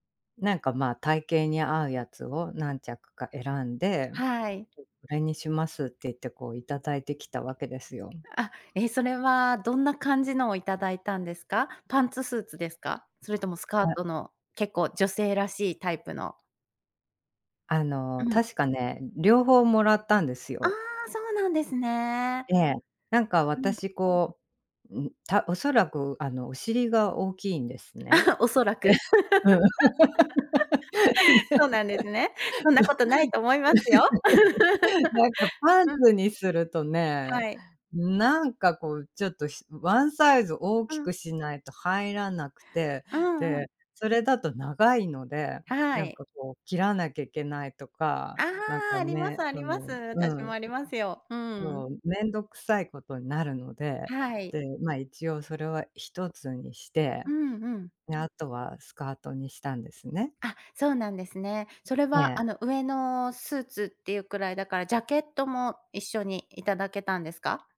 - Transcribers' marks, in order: chuckle; laugh; chuckle; laugh; laughing while speaking: "ね"; laugh; laugh; other background noise
- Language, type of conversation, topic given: Japanese, podcast, 仕事や環境の変化で服装を変えた経験はありますか？